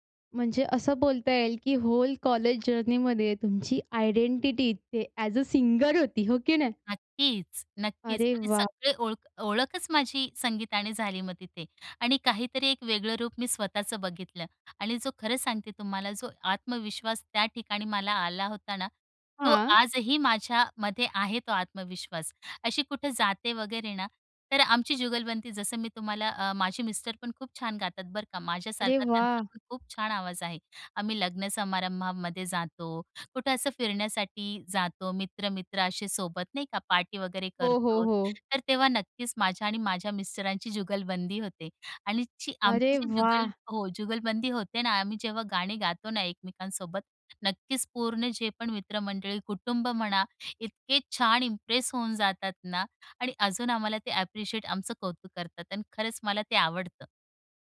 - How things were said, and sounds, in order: in English: "जर्नीमध्ये"; in English: "आयडेंटिटी"; in English: "ॲज अ"; in English: "इम्प्रेस"; in English: "ॲप्रिशिएट"
- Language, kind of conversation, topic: Marathi, podcast, संगीताने तुमची ओळख कशी घडवली?